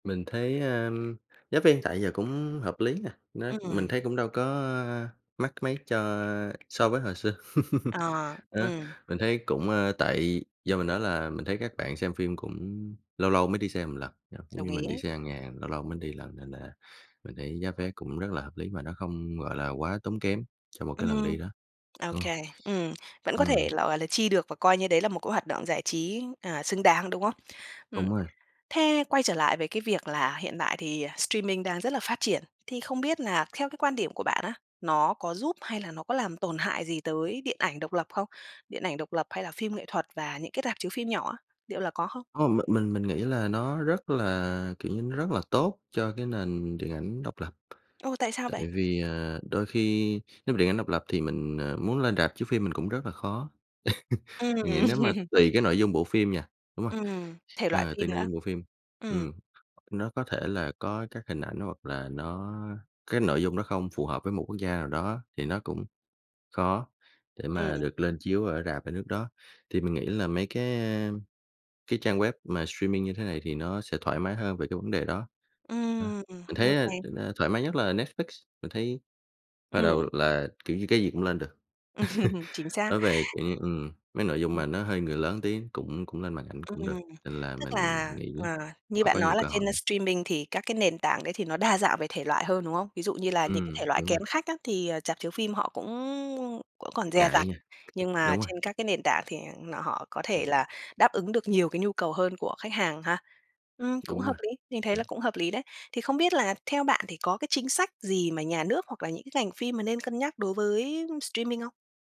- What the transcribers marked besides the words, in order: tapping; chuckle; unintelligible speech; other background noise; in English: "streaming"; chuckle; in English: "streaming"; unintelligible speech; chuckle; laughing while speaking: "Ừm"; in English: "streaming"; unintelligible speech; unintelligible speech; in English: "streaming"
- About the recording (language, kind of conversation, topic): Vietnamese, podcast, Bạn nghĩ tương lai của rạp chiếu phim sẽ ra sao khi xem phim trực tuyến ngày càng phổ biến?